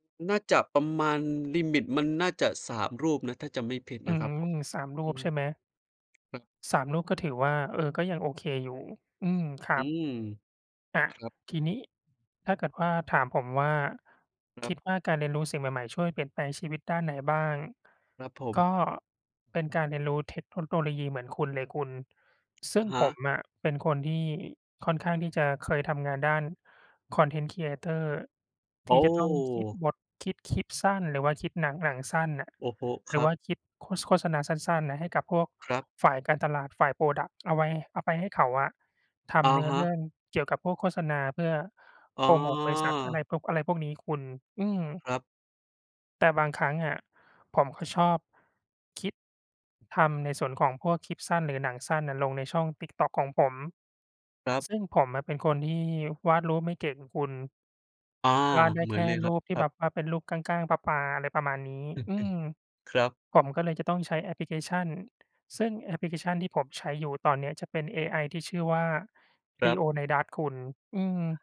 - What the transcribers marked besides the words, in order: in English: "Content Creator"; in English: "พรอดักต์"; chuckle
- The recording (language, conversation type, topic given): Thai, unstructured, การเรียนรู้สิ่งใหม่ๆ ทำให้ชีวิตของคุณดีขึ้นไหม?